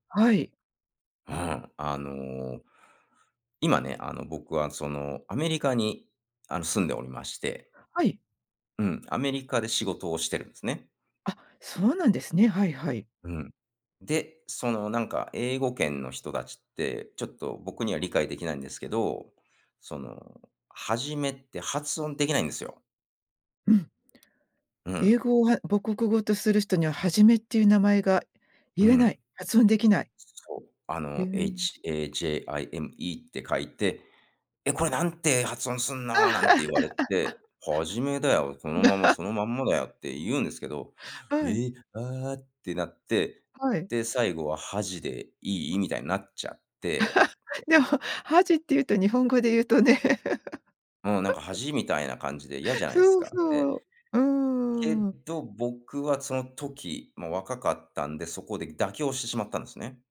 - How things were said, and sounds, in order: laugh; other noise; laugh; other background noise; laugh
- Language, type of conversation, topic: Japanese, podcast, 名前や苗字にまつわる話を教えてくれますか？